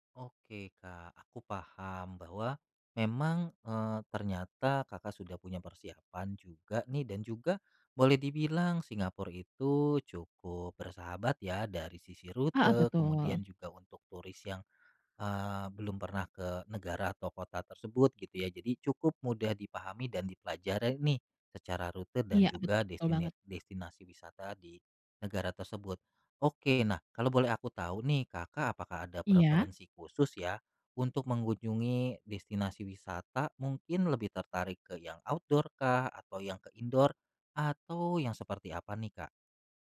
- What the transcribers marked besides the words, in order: "Singapura" said as "Singapur"; "dipelajari" said as "dipelajarai"; in English: "outdoor"; in English: "indoor"
- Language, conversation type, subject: Indonesian, advice, Bagaimana cara menikmati perjalanan singkat saat waktu saya terbatas?